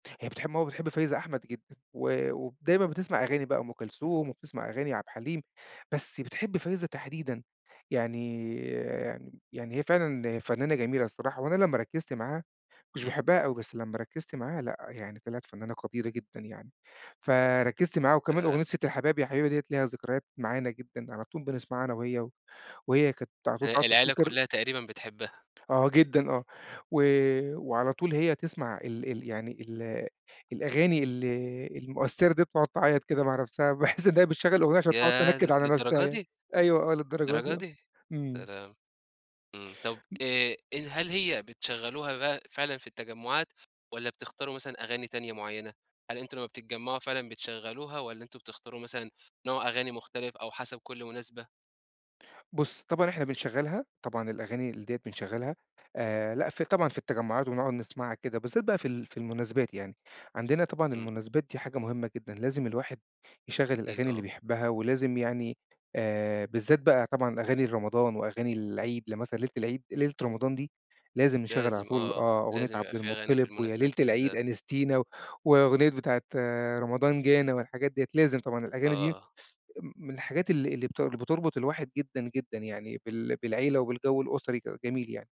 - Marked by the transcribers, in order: laughing while speaking: "باحِس إنّها بتشغِّل الأغنية عشان تقعُد تنكِّد على نفسها يعني"
- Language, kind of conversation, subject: Arabic, podcast, إيه هي الأغنية اللي بتحب تشاركها مع العيلة في التجمعات؟